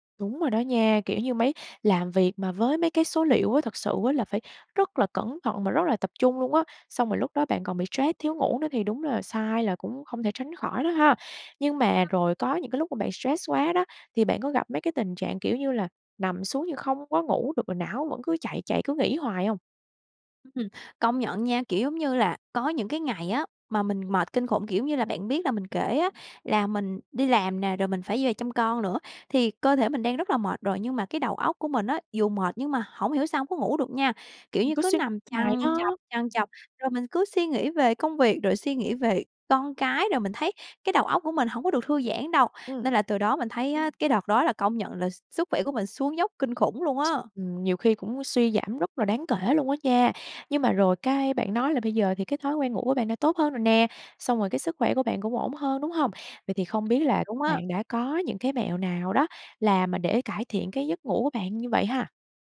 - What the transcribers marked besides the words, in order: tapping; unintelligible speech; unintelligible speech
- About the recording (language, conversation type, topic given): Vietnamese, podcast, Thói quen ngủ ảnh hưởng thế nào đến mức stress của bạn?